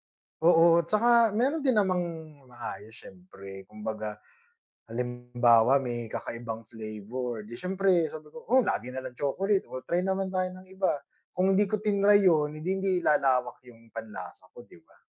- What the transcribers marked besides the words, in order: static; tapping; distorted speech
- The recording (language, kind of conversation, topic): Filipino, unstructured, May natikman ka na bang kakaibang pagkain na hindi mo malilimutan?